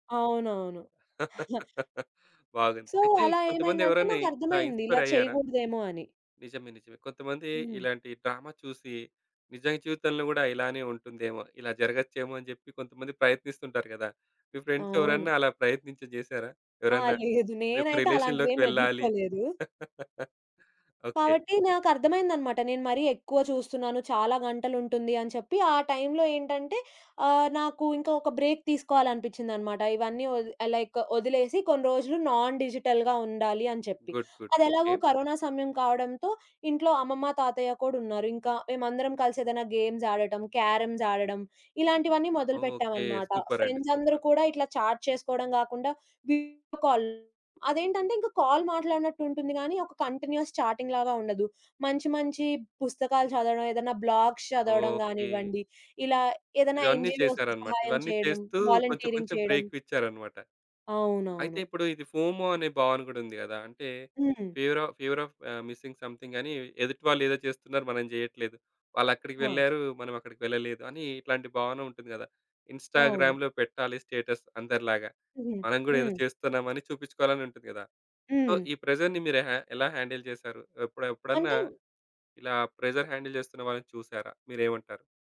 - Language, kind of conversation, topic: Telugu, podcast, మీరు ఎప్పుడు ఆన్‌లైన్ నుంచి విరామం తీసుకోవాల్సిందేనని అనుకుంటారు?
- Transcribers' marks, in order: other background noise; laugh; giggle; in English: "సో"; in English: "ఇన్‌స్పైర్"; in English: "డ్రామ"; in English: "ఫ్రెండ్స్"; in English: "రిలేషన్‌లోకి"; laugh; in English: "బ్రేక్"; in English: "లైక్"; in English: "నాన్ డిజిటల్‌గా"; in English: "గుడ్, గుడ్"; in English: "గేమ్స్"; in English: "క్యారమ్స్"; in English: "సూపర్!"; in English: "చాట్"; in English: "కాల్"; in English: "కాల్"; in English: "కంటిన్యూస్ చాటింగ్‌లాగా"; in English: "బ్లాగ్స్"; in English: "ఎన్‌జీఓస్"; in English: "వాలంటీరింగ్"; in English: "ఫోమో"; in English: "ఫివర్ ఆఫ్ ఫివర్ ఆఫ్"; in English: "మిస్సింగ్"; in English: "ఇన్‌స్టాగ్రామ్‌లో"; in English: "స్టేటస్"; in English: "సో"; in English: "ప్రెషర్‌ని"; in English: "హ్యాండిల్"; in English: "ప్రెషర్ హ్యాండిల్"